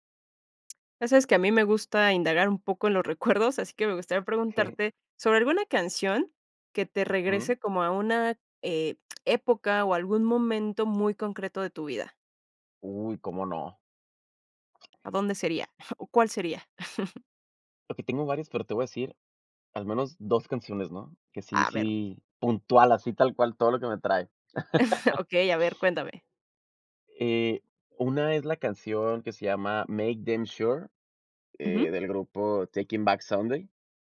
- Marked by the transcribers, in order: laughing while speaking: "recuerdos"; tongue click; other background noise; chuckle; chuckle; laugh
- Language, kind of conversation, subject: Spanish, podcast, ¿Qué canción te devuelve a una época concreta de tu vida?